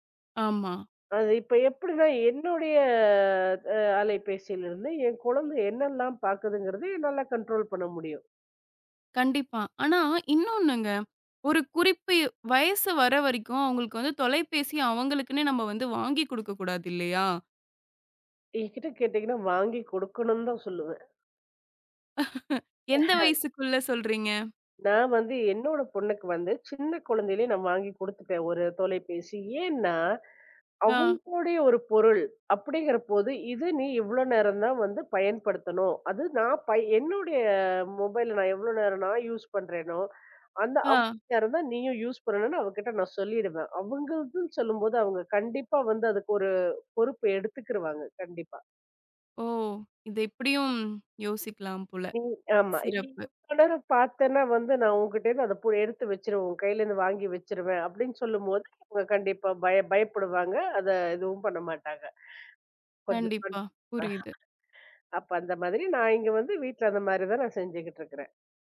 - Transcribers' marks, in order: drawn out: "என்னுடைய"; in English: "கன்ட்ரோல்"; laugh; other background noise; laugh; laugh
- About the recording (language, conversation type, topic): Tamil, podcast, ஸ்கிரீன் நேரத்தை சமநிலையாக வைத்துக்கொள்ள முடியும் என்று நீங்கள் நினைக்கிறீர்களா?